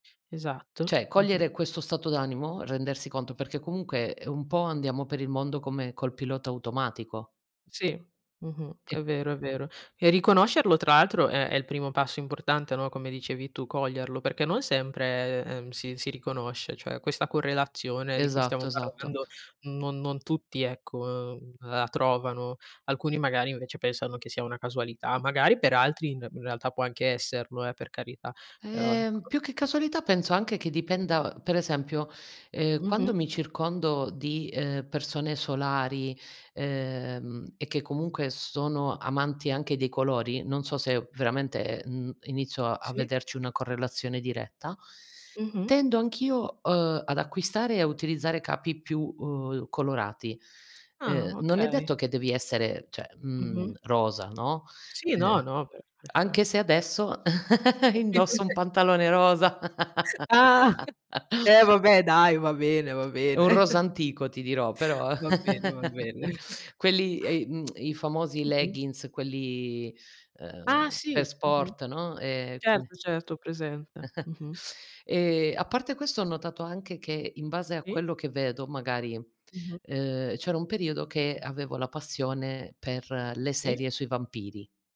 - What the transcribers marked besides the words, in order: tapping; other background noise; unintelligible speech; "cioè" said as "ceh"; unintelligible speech; giggle; chuckle; laugh; laugh; chuckle; tsk; chuckle
- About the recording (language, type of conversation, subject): Italian, unstructured, Come descriveresti il tuo stile personale?